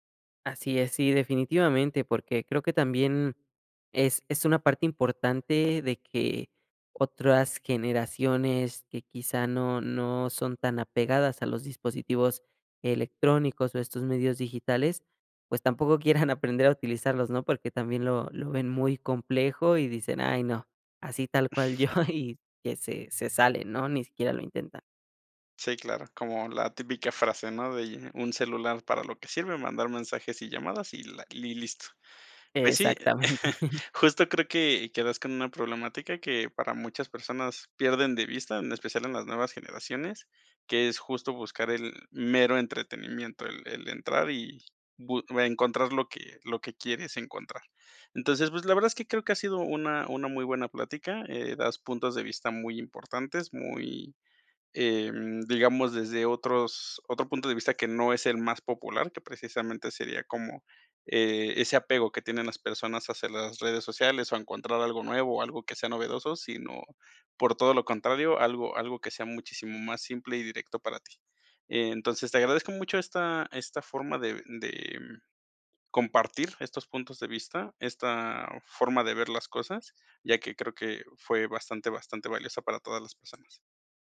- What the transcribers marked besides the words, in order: laughing while speaking: "yo"; giggle; laughing while speaking: "Exactamente"; chuckle
- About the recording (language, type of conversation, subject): Spanish, podcast, ¿Qué te frena al usar nuevas herramientas digitales?